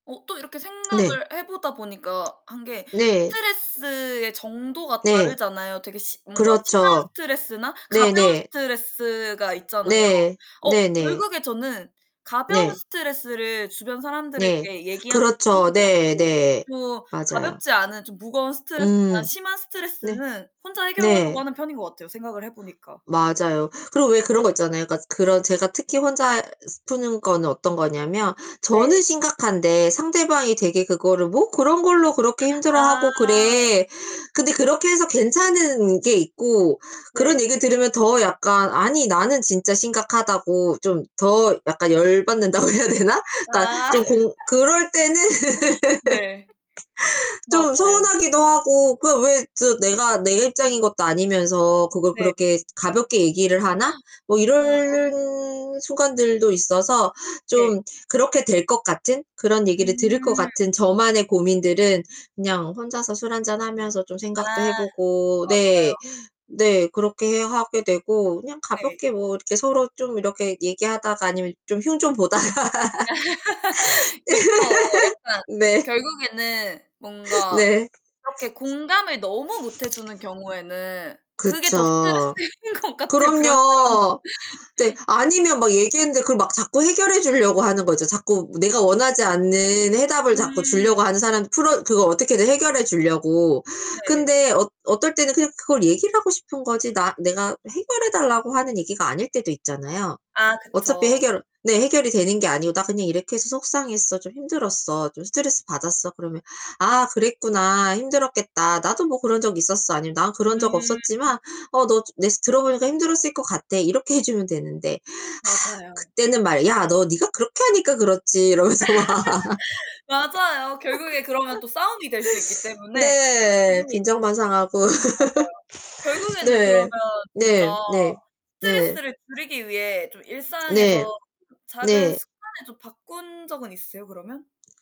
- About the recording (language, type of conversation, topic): Korean, unstructured, 스트레스가 심할 때 보통 어떻게 대처하시나요?
- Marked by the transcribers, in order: other background noise; distorted speech; laugh; laughing while speaking: "받는다고 해야 되나?"; laugh; tapping; gasp; laugh; laughing while speaking: "보다가"; laugh; laughing while speaking: "것 같아 그런 사람"; sigh; laugh; laughing while speaking: "이러면서 막"; laugh; laugh